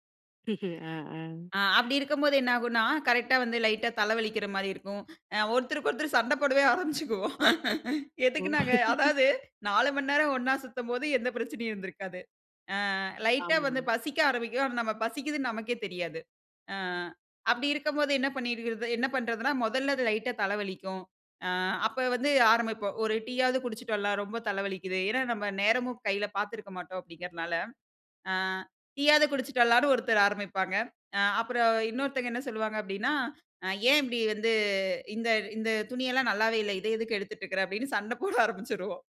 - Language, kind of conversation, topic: Tamil, podcast, பசியா அல்லது உணவுக்கான ஆசையா என்பதை எப்படி உணர்வது?
- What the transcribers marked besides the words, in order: inhale; laughing while speaking: "ஒருத்தருக்கு ஒருத்தர் சண்டை போடவே ஆரம்பிச்சிக்குவோம்"; laugh; laughing while speaking: "சண்டை போட ஆரம்பிச்சிருவோம்"